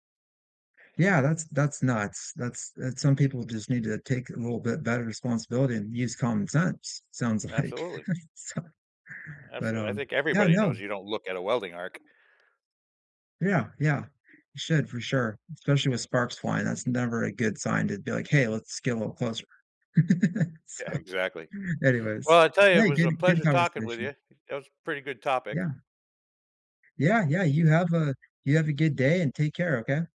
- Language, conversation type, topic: English, unstructured, What are your favorite ways to connect with neighbors and feel part of your community?
- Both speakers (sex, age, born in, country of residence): male, 40-44, United States, United States; male, 55-59, United States, United States
- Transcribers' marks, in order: laughing while speaking: "like, so"; other background noise; laugh; laughing while speaking: "So"